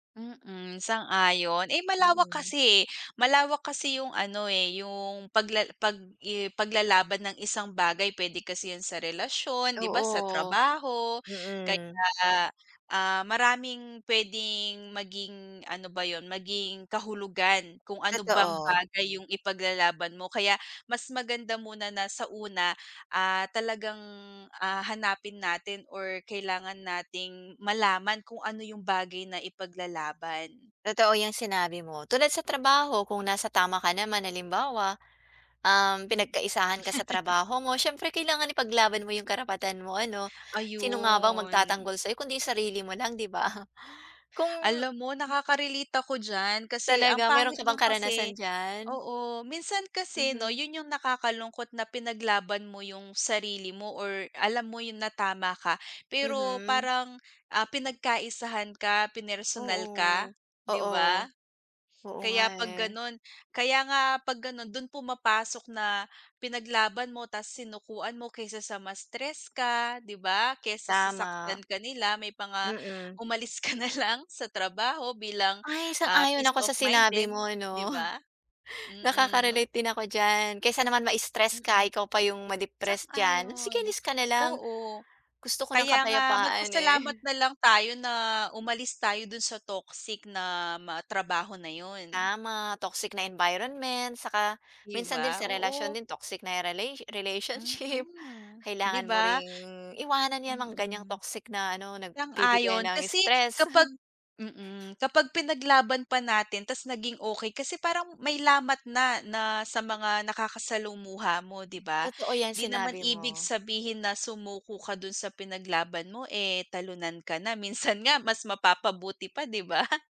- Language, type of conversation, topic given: Filipino, unstructured, Paano mo pinipili kung kailan mo dapat ipaglaban ang isang bagay?
- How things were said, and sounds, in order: other background noise; tapping; in English: "peace of mind"; laughing while speaking: "rela relationship"; snort; laugh; laughing while speaking: "Minsan nga mas mapapabuti pa, 'di ba?"